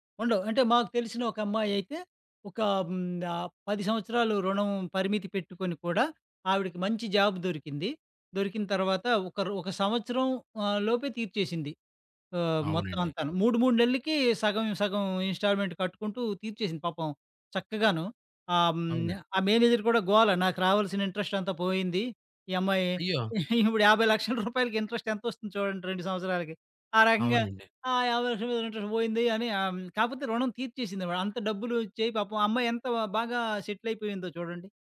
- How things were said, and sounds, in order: tapping; in English: "జాబ్"; in English: "ఇన్‌స్టాల్‌మెంట్"; in English: "ఇంట్రెస్ట్"; laughing while speaking: "ఇప్పుడు యాభై లక్షల ఇంట్రెస్ట్"; in English: "ఇంట్రెస్ట్ ఇంట్రెస్ట్"; other background noise; in English: "ఇంట్రెస్ట్"; in English: "సెటిల్"
- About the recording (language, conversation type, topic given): Telugu, podcast, పిల్లలకు తక్షణంగా ఆనందాలు కలిగించే ఖర్చులకే ప్రాధాన్యం ఇస్తారా, లేక వారి భవిష్యత్తు విద్య కోసం దాచిపెట్టడానికే ప్రాధాన్యం ఇస్తారా?